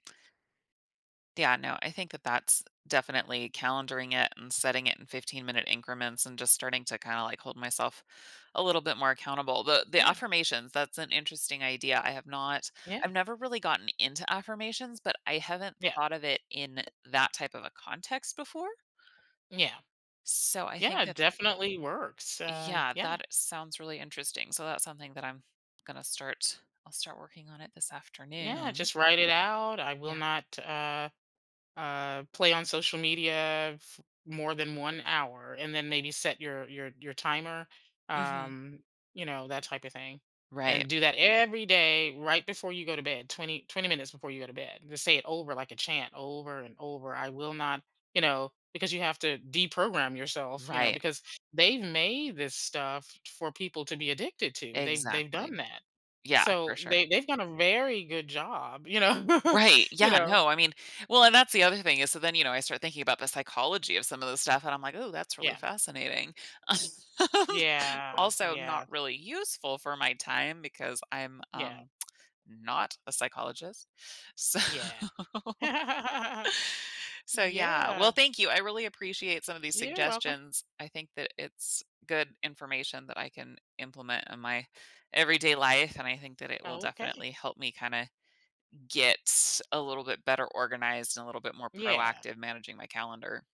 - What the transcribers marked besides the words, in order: stressed: "every"; other background noise; tapping; laughing while speaking: "know"; alarm; laugh; tsk; laughing while speaking: "So"; laugh
- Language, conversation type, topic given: English, advice, How can I better balance my work and personal life?
- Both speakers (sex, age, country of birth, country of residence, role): female, 40-44, United States, United States, user; female, 50-54, United States, United States, advisor